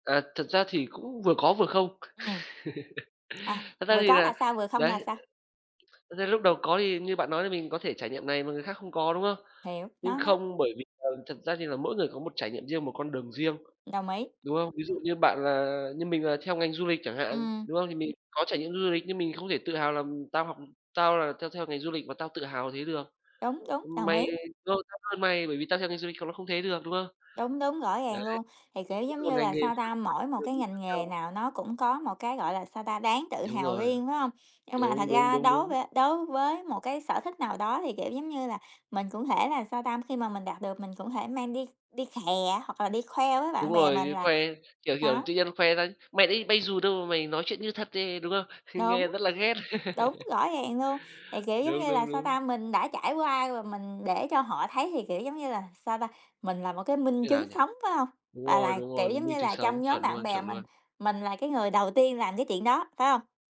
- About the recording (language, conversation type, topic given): Vietnamese, unstructured, Bạn có sở thích nào giúp bạn thể hiện cá tính của mình không?
- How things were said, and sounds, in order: tapping; laugh; other background noise; unintelligible speech; unintelligible speech; laugh